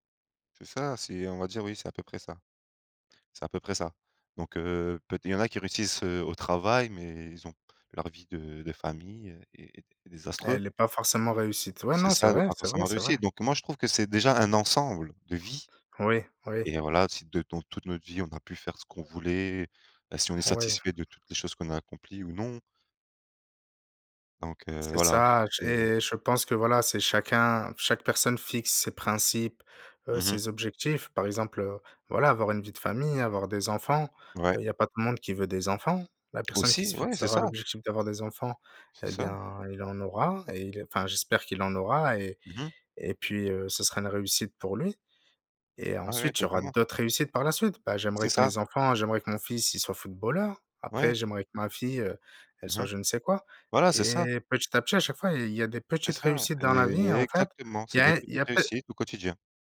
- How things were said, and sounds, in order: unintelligible speech
- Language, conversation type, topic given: French, unstructured, Qu’est-ce que réussir signifie pour toi ?